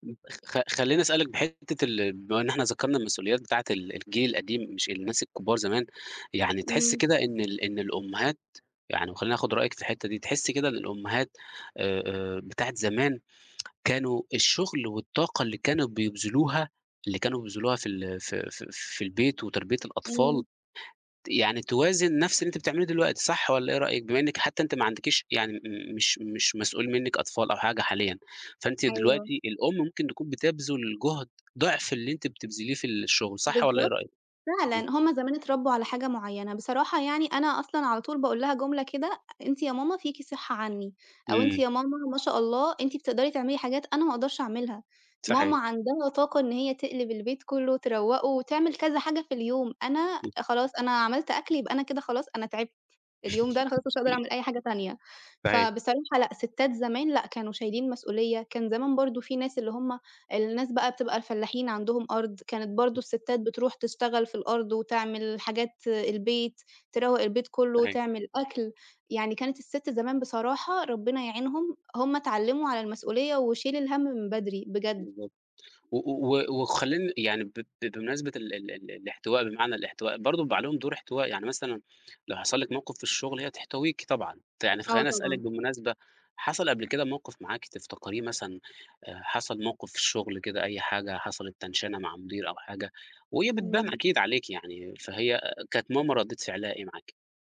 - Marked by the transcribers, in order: tapping; tsk; other noise; chuckle
- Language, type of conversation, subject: Arabic, podcast, إزاي بتوازن بين الشغل وحياتك الشخصية؟